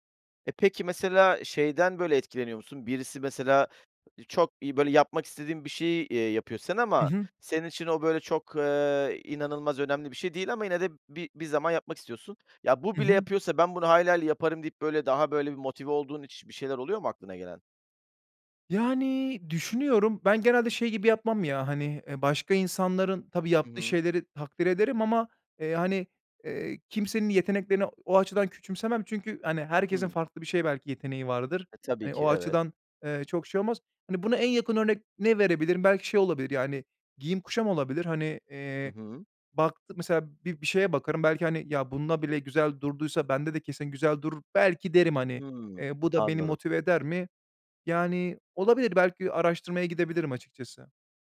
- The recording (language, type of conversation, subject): Turkish, podcast, Yeni bir şeye başlamak isteyenlere ne önerirsiniz?
- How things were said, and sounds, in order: none